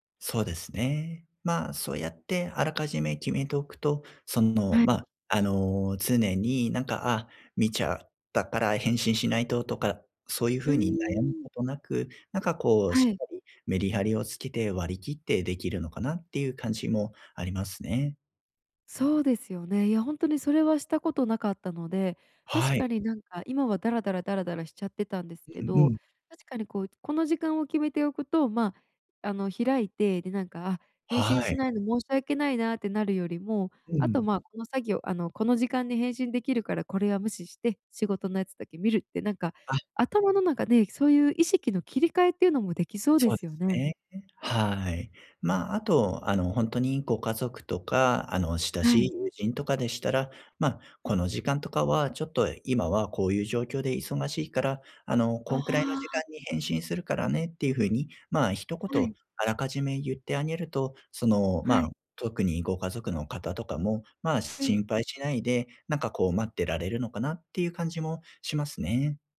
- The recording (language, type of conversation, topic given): Japanese, advice, 通知で集中が途切れてしまうのですが、どうすれば集中を続けられますか？
- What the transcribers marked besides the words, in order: none